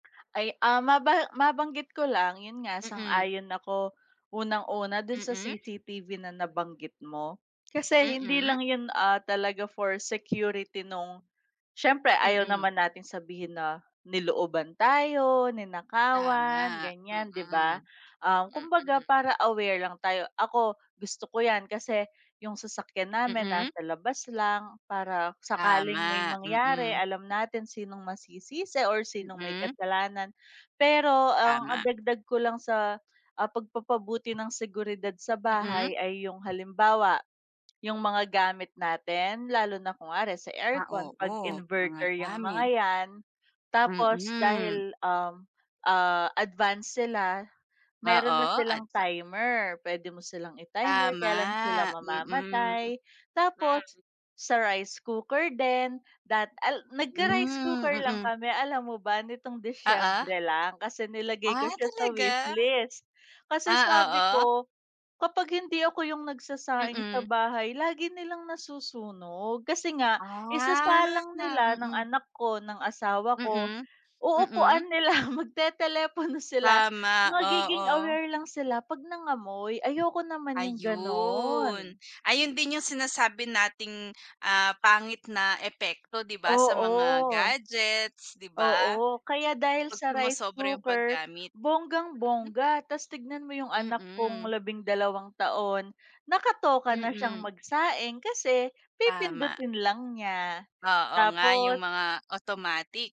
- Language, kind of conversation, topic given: Filipino, unstructured, Ano ang mga benepisyo ng pagkakaroon ng mga kagamitang pampatalino ng bahay sa iyong tahanan?
- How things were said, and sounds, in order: other background noise; tapping